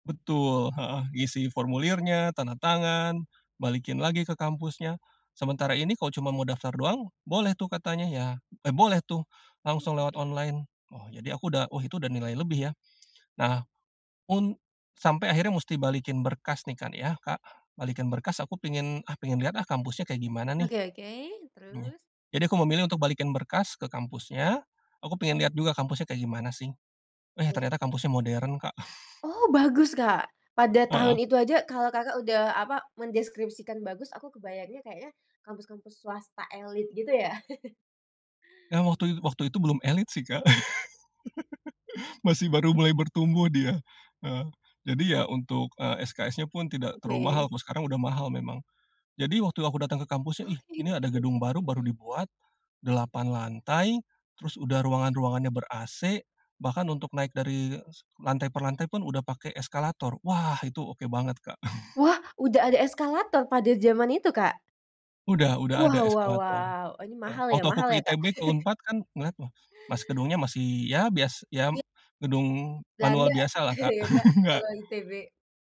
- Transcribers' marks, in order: unintelligible speech; lip smack; unintelligible speech; other background noise; chuckle; laugh; unintelligible speech; tapping; chuckle; chuckle
- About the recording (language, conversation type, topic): Indonesian, podcast, Pernahkah Anda mengambil keputusan nekat tanpa rencana yang matang, dan bagaimana ceritanya?